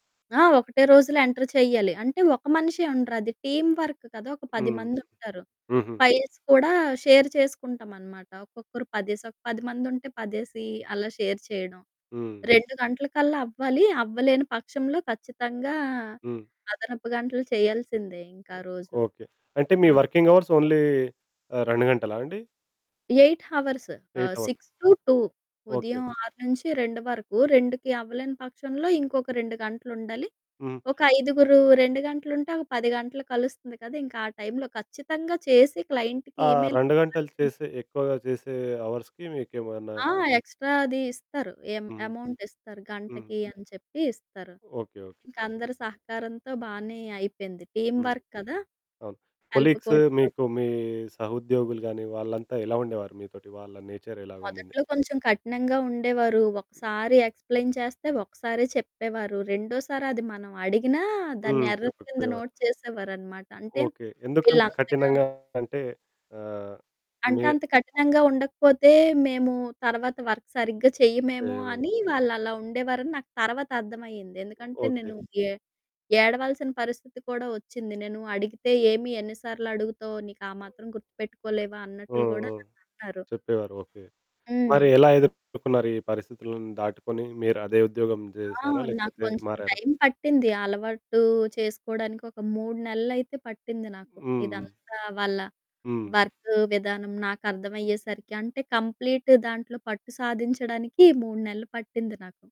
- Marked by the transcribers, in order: in English: "ఎంటర్"; in English: "టీమ్ వర్క్"; in English: "ఫైల్స్"; in English: "షేర్"; in English: "షేర్"; other background noise; in English: "వర్కింగ్ అవర్స్ ఓన్లీ"; static; in English: "ఎయిట్ హవర్స్"; in English: "ఎయిట్ అవర్స్"; in English: "సిక్స్ టు టూ"; in English: "క్లయింట్‌కి ఈమెయిల్"; distorted speech; in English: "అవర్స్‌కి"; in English: "ఎక్స్ట్రా"; in English: "అమౌంట్"; in English: "టీమ్ వర్క్"; in English: "కొలీగ్స్"; in English: "హెల్ప్"; in English: "నేచర్"; in English: "ఎక్స్‌ప్లెయిన్"; in English: "ఎర్రర్"; in English: "నోట్"; in English: "వర్క్"; in English: "వర్క్"; in English: "కంప్లీట్"
- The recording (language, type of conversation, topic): Telugu, podcast, ఇంటర్వ్యూలో శరీరభాషను సమర్థంగా ఎలా వినియోగించాలి?